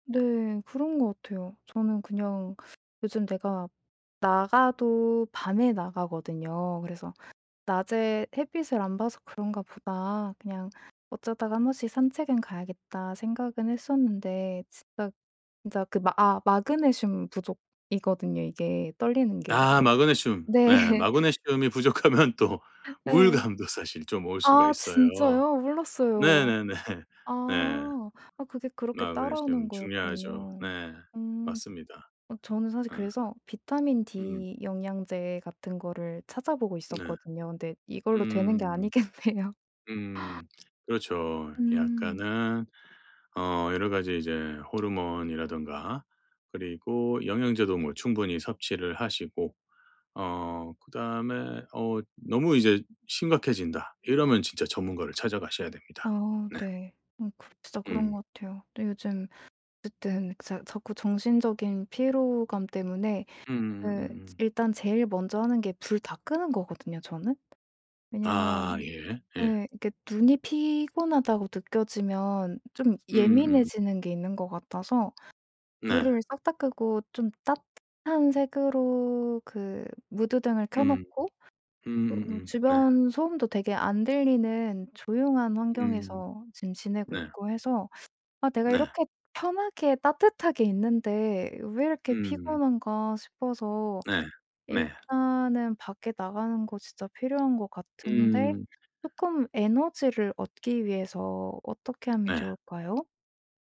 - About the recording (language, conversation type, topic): Korean, advice, 정신적 피로 때문에 깊은 집중이 어려울 때 어떻게 회복하면 좋을까요?
- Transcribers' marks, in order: tapping; laughing while speaking: "네"; laughing while speaking: "부족하면"; laughing while speaking: "우울감도"; laughing while speaking: "네네네"; other background noise; laughing while speaking: "아니겠네요"